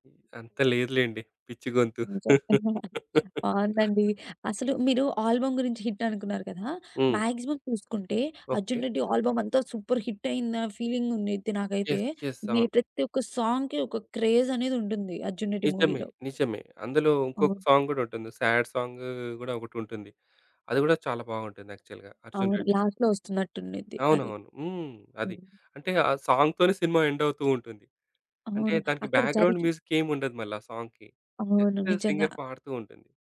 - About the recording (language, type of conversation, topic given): Telugu, podcast, సినిమా పాటల్లో నీకు అత్యంత నచ్చిన పాట ఏది?
- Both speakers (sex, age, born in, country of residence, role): female, 20-24, India, India, host; male, 35-39, India, India, guest
- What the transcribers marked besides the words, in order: chuckle; in English: "ఆల్బమ్"; laugh; other background noise; in English: "హిట్"; in English: "మాక్సిమం"; in English: "ఆల్బమ్"; in English: "సూపర్ హిట్"; in English: "ఫీలింగ్"; in English: "యెస్. యెస్"; in English: "సాంగ్‌కి"; in English: "క్రేజ్"; in English: "మూవీలో"; in English: "సాంగ్"; in English: "సాడ్"; in English: "యాక్చువల్‌గా"; in English: "లాస్ట్‌లో"; in English: "సాంగ్‌తోనే"; in English: "ఎండ్"; in English: "బ్యాక్‌గ్రౌండ్ మ్యూజిక్"; in English: "సాంగ్‌కి జస్ట్ సింగర్"